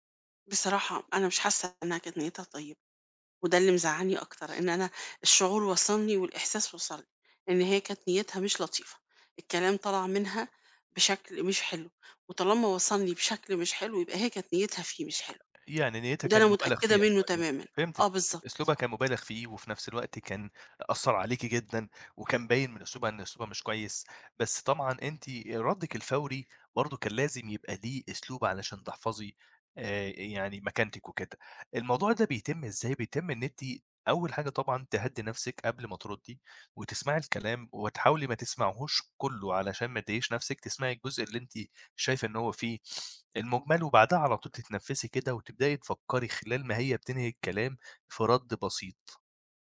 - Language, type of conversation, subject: Arabic, advice, إزاي أرد على صاحبي لما يقوللي كلام نقد جارح؟
- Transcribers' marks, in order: other background noise; tapping; inhale